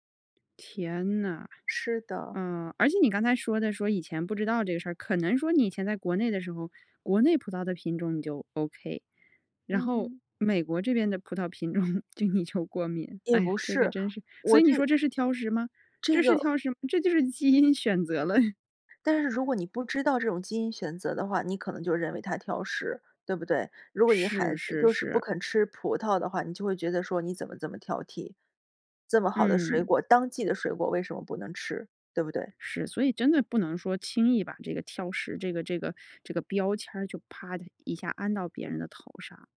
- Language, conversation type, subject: Chinese, podcast, 家人挑食你通常怎么应对？
- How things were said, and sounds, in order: tapping; laughing while speaking: "种"; laughing while speaking: "了"; other background noise; chuckle